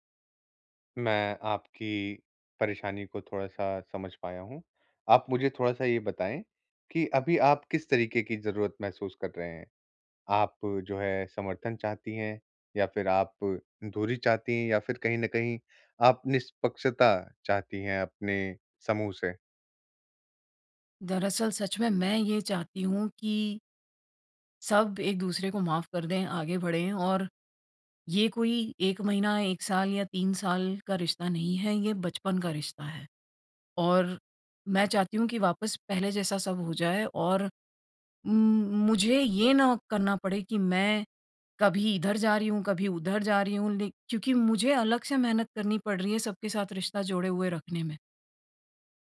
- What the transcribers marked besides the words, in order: none
- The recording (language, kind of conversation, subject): Hindi, advice, ब्रेकअप के बाद मित्र समूह में मुझे किसका साथ देना चाहिए?